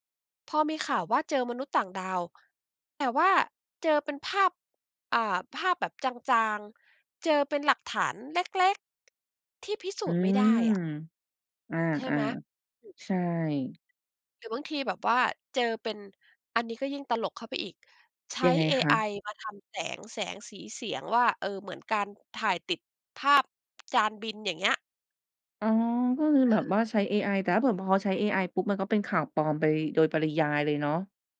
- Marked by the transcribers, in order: other background noise
- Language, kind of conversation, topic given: Thai, podcast, เวลาเจอข่าวปลอม คุณทำอะไรเป็นอย่างแรก?